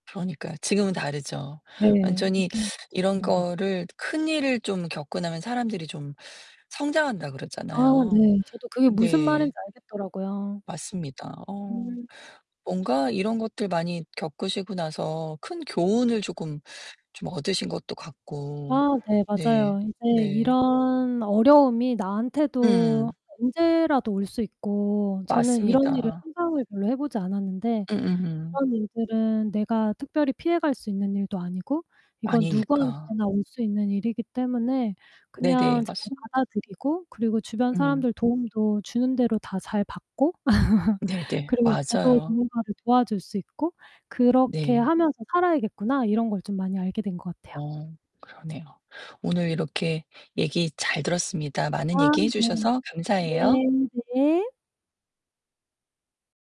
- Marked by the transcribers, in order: other background noise; distorted speech; chuckle
- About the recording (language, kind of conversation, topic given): Korean, podcast, 그때 주변 사람들은 어떤 힘이 되어주었나요?